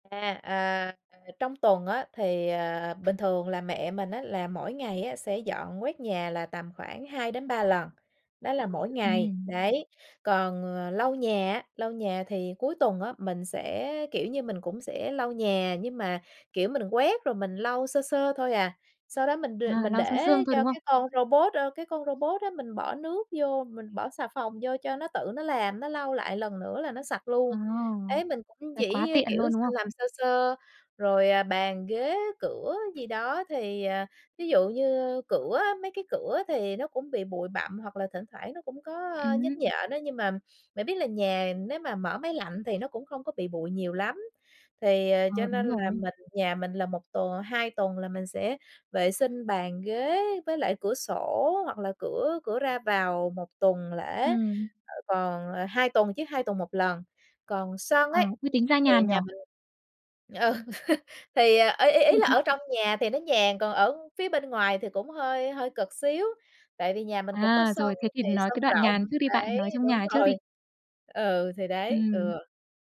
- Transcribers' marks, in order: tapping; other background noise; laughing while speaking: "ừ"; chuckle; laughing while speaking: "rồi"
- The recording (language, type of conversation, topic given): Vietnamese, podcast, Bạn phân công việc nhà với gia đình thế nào?